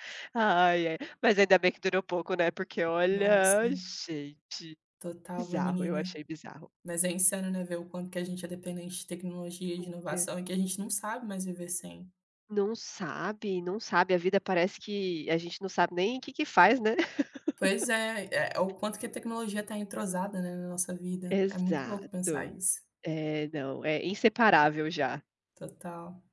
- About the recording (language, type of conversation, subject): Portuguese, unstructured, Como a tecnologia mudou o seu dia a dia nos últimos anos?
- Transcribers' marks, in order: laugh; tapping